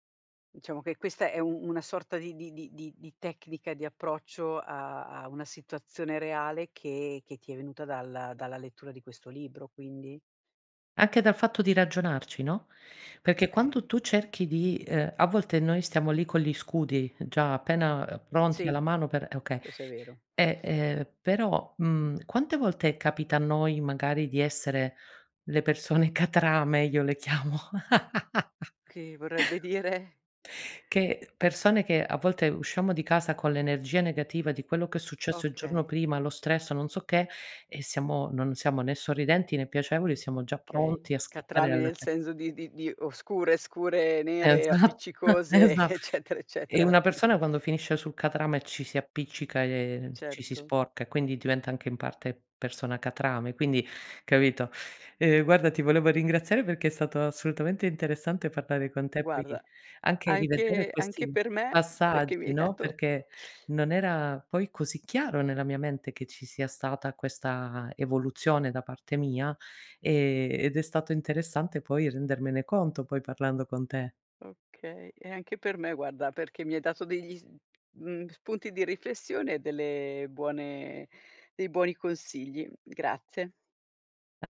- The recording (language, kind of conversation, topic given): Italian, podcast, Come capisci quando è il momento di ascoltare invece di parlare?
- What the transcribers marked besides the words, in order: "questo" said as "queso"; laughing while speaking: "catrame?"; laughing while speaking: "chiamo"; laugh; laughing while speaking: "dire?"; "Okay" said as "kay"; unintelligible speech; "senso" said as "senzo"; laughing while speaking: "Esatt esa"; chuckle; other background noise; tapping